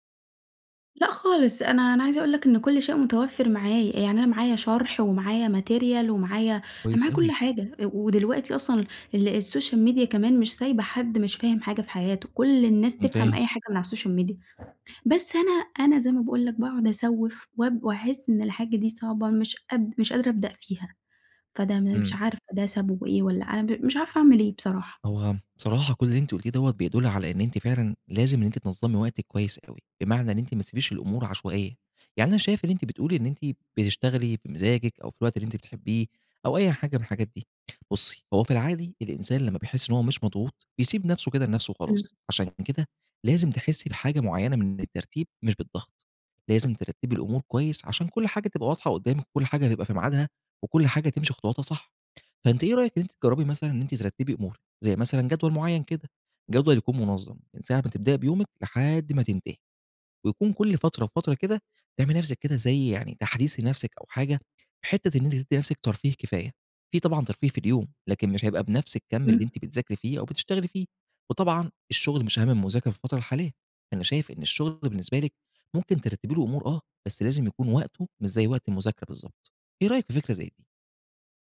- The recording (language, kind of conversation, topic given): Arabic, advice, إزاي بتتعامل مع التسويف وبتخلص شغلك في آخر لحظة؟
- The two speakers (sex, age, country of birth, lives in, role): female, 20-24, Egypt, Egypt, user; male, 25-29, Egypt, Egypt, advisor
- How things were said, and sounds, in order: in English: "Material"; in English: "الSocial media"; in English: "الSocial media"; other background noise